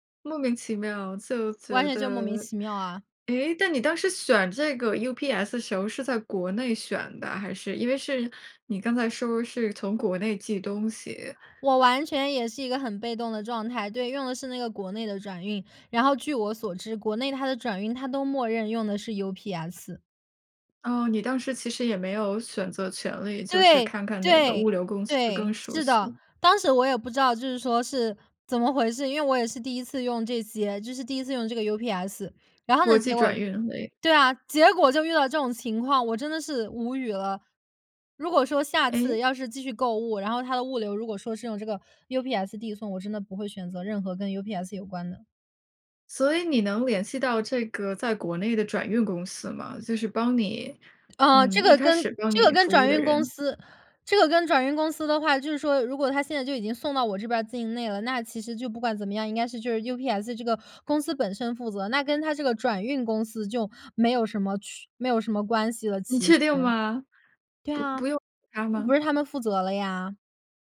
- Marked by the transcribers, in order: none
- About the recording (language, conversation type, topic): Chinese, podcast, 你有没有遇到过网络诈骗，你是怎么处理的？